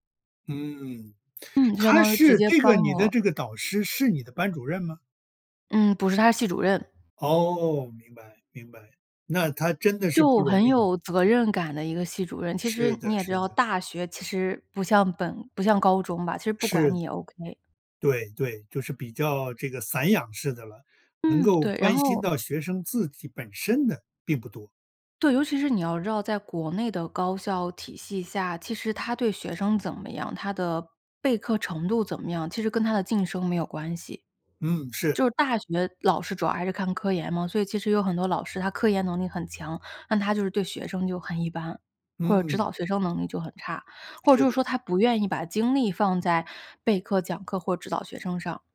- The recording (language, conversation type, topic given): Chinese, podcast, 你受益最深的一次导师指导经历是什么？
- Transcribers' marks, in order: other background noise